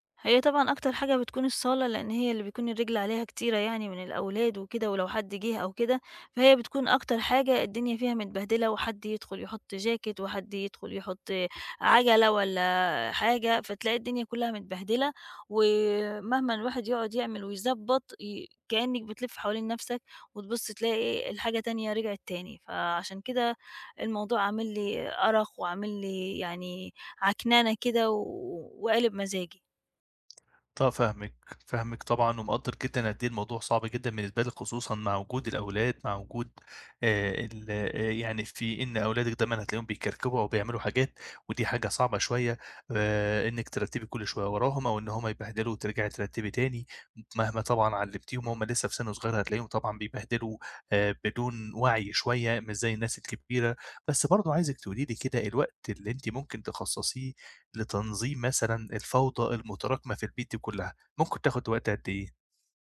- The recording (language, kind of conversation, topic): Arabic, advice, إزاي أبدأ أقلّل الفوضى المتراكمة في البيت من غير ما أندم على الحاجة اللي هرميها؟
- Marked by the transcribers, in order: tapping; other background noise